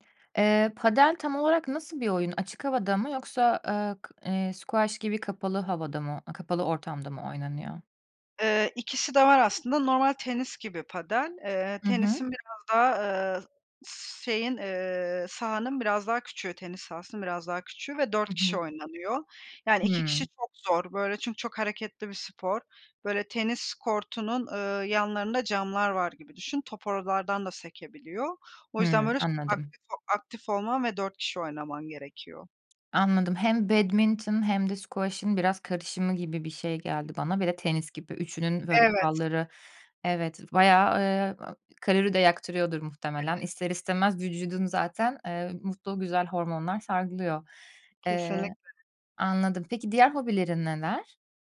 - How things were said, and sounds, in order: in Spanish: "padel"; in English: "squash"; in Spanish: "padel"; in English: "badminton"; in English: "squash'ın"; unintelligible speech; other background noise
- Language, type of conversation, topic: Turkish, podcast, Hobiler kişisel tatmini ne ölçüde etkiler?